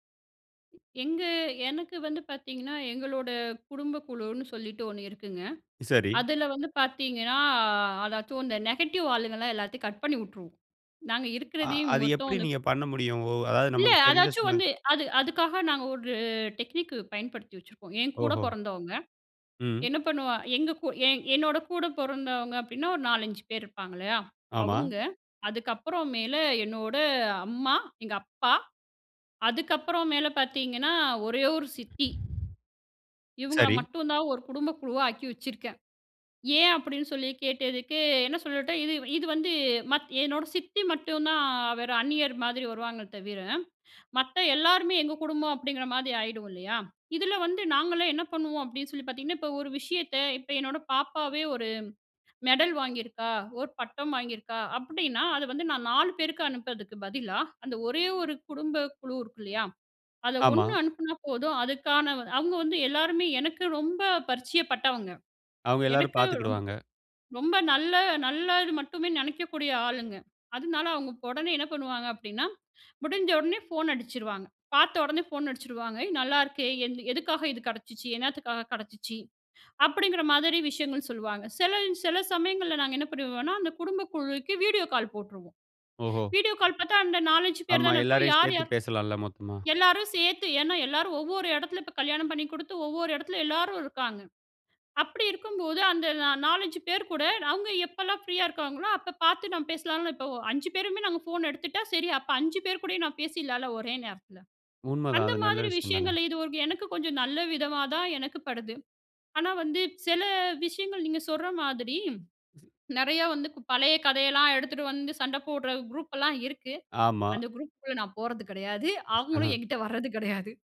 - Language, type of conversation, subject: Tamil, podcast, டிஜிட்டல் சாதனங்கள் உங்கள் உறவுகளை எவ்வாறு மாற்றியுள்ளன?
- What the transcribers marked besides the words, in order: other noise; drawn out: "பாத்தீங்கன்னா"; in English: "நெகட்டிவ்"; drawn out: "ஒரு"; chuckle; laughing while speaking: "அவுங்களும் என்கிட்ட வர்றது கிடையாது"; chuckle